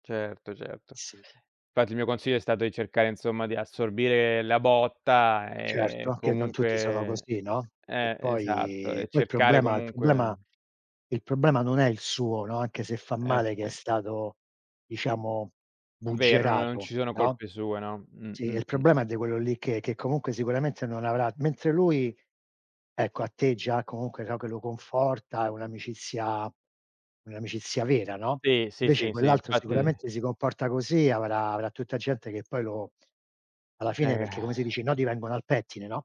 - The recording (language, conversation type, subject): Italian, unstructured, Qual è il valore dell’amicizia secondo te?
- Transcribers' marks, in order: other background noise; tapping; sigh